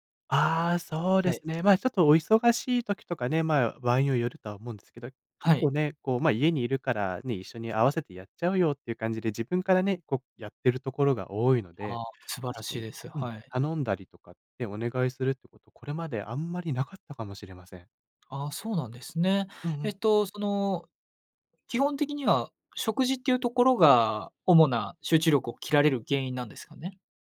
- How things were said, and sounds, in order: none
- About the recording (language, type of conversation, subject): Japanese, advice, 集中するためのルーティンや環境づくりが続かないのはなぜですか？